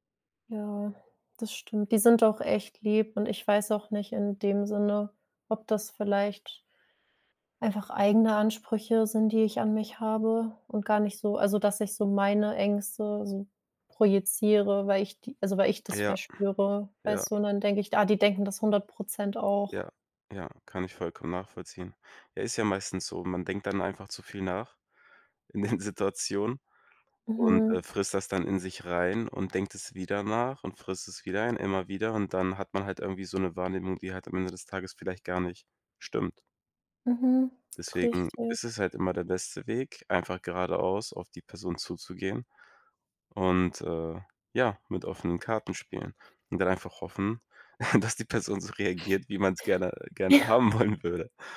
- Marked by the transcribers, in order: sad: "Ja, das stimmt"; laughing while speaking: "in den"; sad: "Mhm, richtig"; chuckle; laughing while speaking: "dass die Person so reagiert, wie man's gerne gerne haben wollen würde"; chuckle; laughing while speaking: "Ja"
- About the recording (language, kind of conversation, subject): German, advice, Wie führe ich ein schwieriges Gespräch mit meinem Chef?